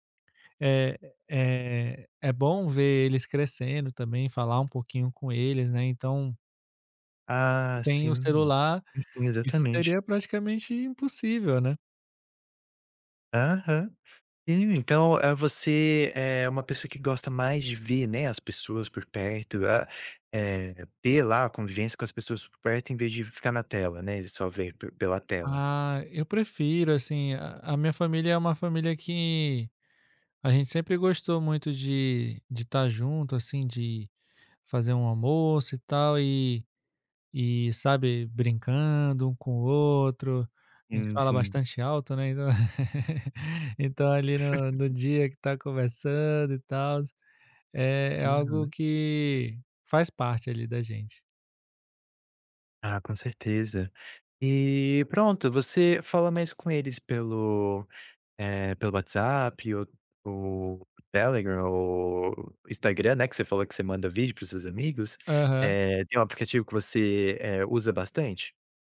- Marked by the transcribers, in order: laugh; tapping
- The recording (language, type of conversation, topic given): Portuguese, podcast, Como o celular e as redes sociais afetam suas amizades?